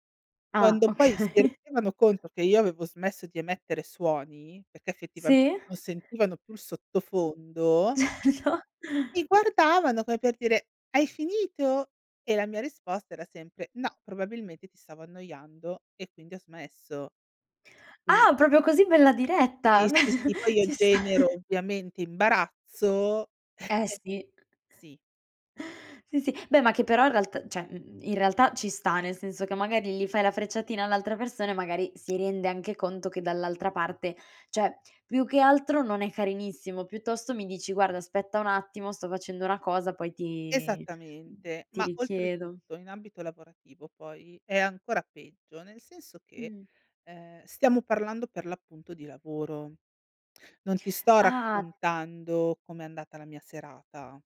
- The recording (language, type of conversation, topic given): Italian, podcast, Come fai a capire se qualcuno ti sta ascoltando davvero?
- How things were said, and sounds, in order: laughing while speaking: "okay"; other background noise; unintelligible speech; tapping; put-on voice: "Hai finito?"; stressed: "Ah"; "proprio" said as "propio"; laughing while speaking: "Beh ci sta"; chuckle; "cioè" said as "ceh"; "cioè" said as "ceh"